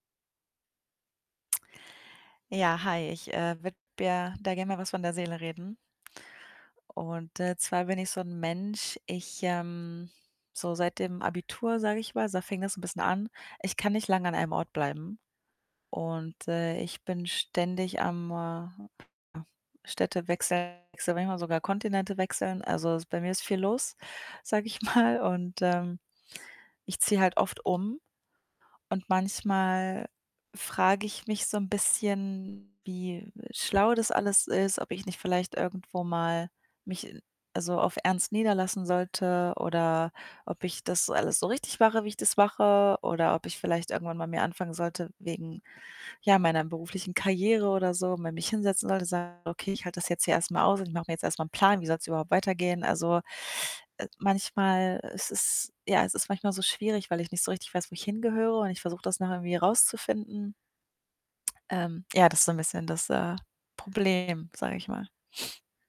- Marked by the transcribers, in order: static; distorted speech; other background noise; laughing while speaking: "mal"
- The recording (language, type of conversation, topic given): German, advice, Wie treffe ich wichtige Entscheidungen, wenn die Zukunft unsicher ist und ich mich unsicher fühle?